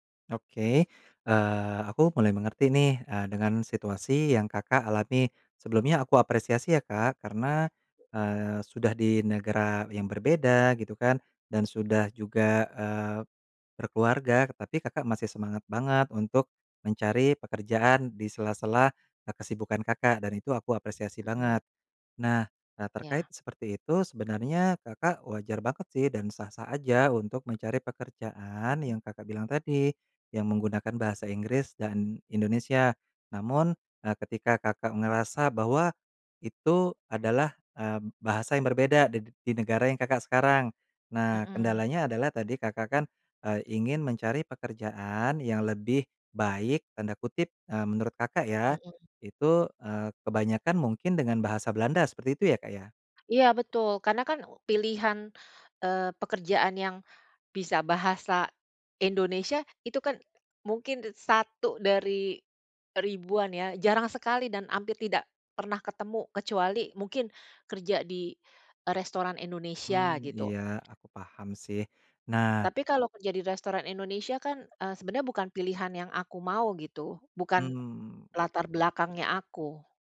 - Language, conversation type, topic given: Indonesian, advice, Kendala bahasa apa yang paling sering menghambat kegiatan sehari-hari Anda?
- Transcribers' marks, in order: "negara" said as "negra"; other background noise